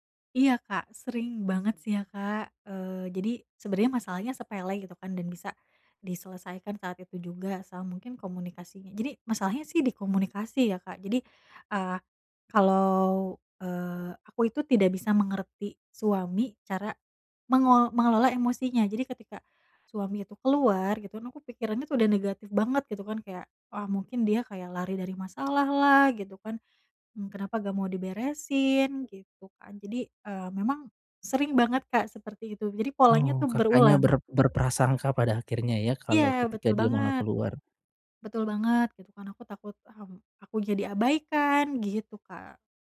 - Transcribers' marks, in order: none
- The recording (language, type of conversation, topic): Indonesian, advice, Bagaimana cara mengendalikan emosi saat berdebat dengan pasangan?